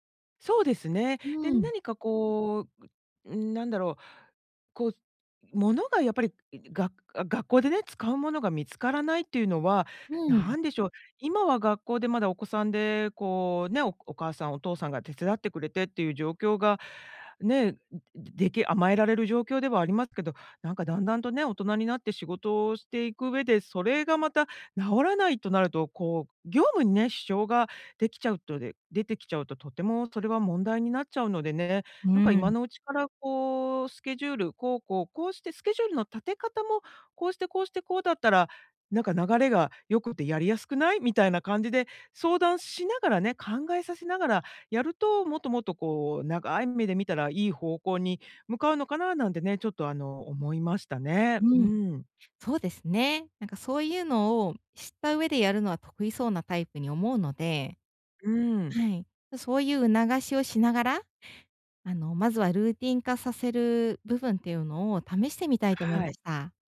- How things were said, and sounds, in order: none
- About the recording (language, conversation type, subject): Japanese, advice, 家の散らかりは私のストレスにどのような影響を与えますか？